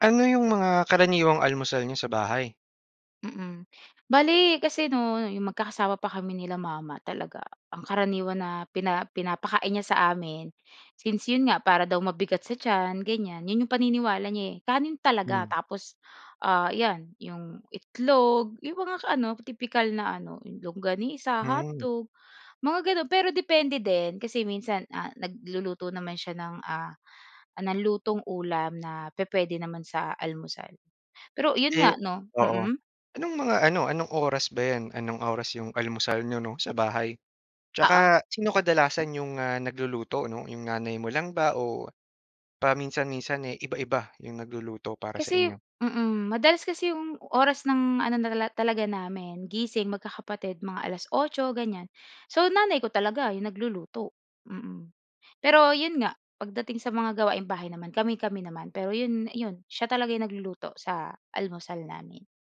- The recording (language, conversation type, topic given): Filipino, podcast, Ano ang karaniwang almusal ninyo sa bahay?
- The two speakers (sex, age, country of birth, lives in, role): female, 25-29, Philippines, Philippines, guest; male, 30-34, Philippines, Philippines, host
- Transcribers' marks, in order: tapping